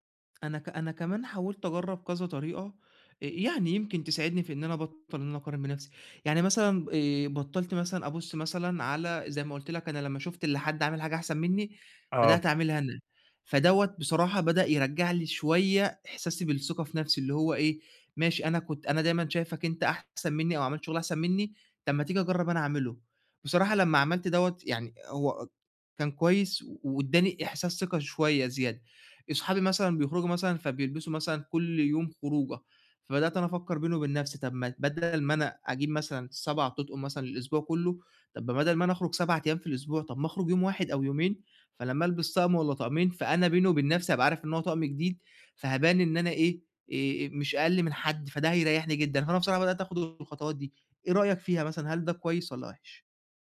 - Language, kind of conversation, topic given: Arabic, advice, ليه بلاقي نفسي دايمًا بقارن نفسي بالناس وبحس إن ثقتي في نفسي ناقصة؟
- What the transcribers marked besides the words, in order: none